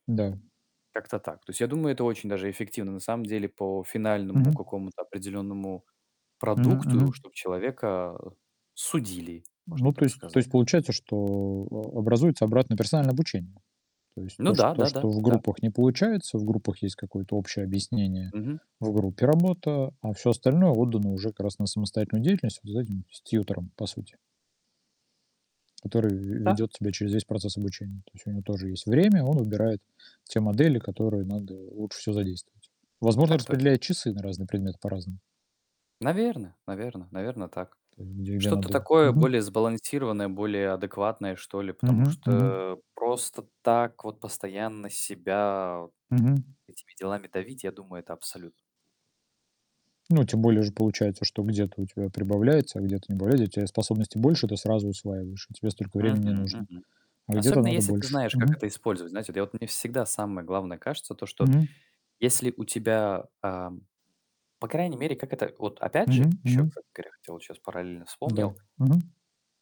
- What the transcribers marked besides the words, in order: static; distorted speech; in English: "тьютором"; other background noise; tapping
- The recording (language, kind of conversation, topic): Russian, unstructured, Стоит ли отменять экзамены и почему?